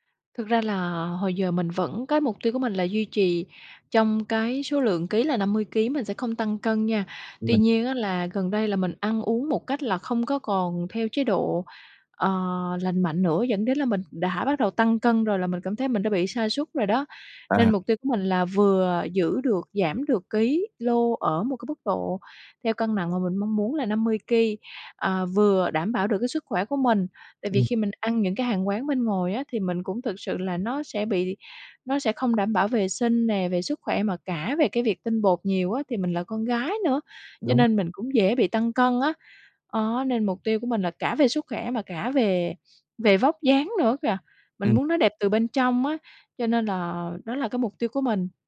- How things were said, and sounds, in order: tapping; other background noise
- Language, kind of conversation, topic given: Vietnamese, advice, Khó duy trì chế độ ăn lành mạnh khi quá bận công việc.